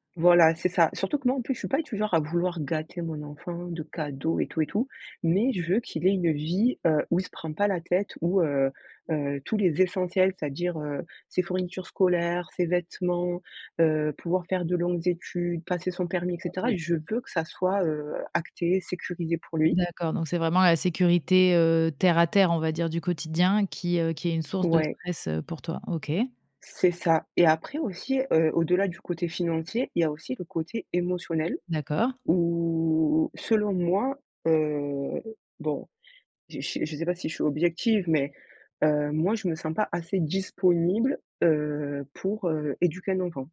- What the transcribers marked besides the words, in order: other background noise; drawn out: "où"
- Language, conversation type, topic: French, podcast, Quels critères prends-tu en compte avant de décider d’avoir des enfants ?